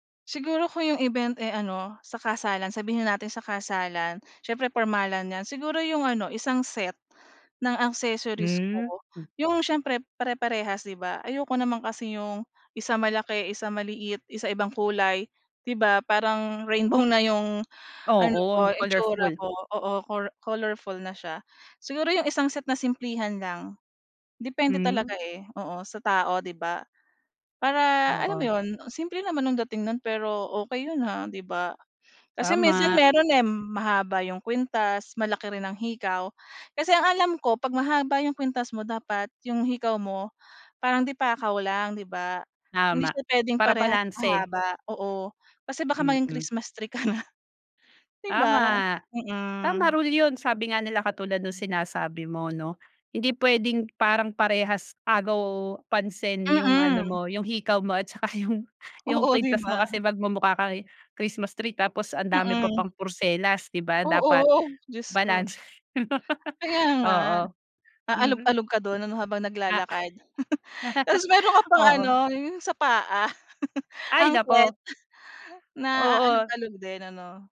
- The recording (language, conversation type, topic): Filipino, podcast, Paano nakakatulong ang mga palamuti para maging mas makahulugan ang estilo mo kahit simple lang ang damit?
- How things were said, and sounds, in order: tapping; other background noise; laughing while speaking: "ka na"; laughing while speaking: "'yong"; laughing while speaking: "balanse"; laugh; chuckle; laughing while speaking: "Oo"; chuckle; chuckle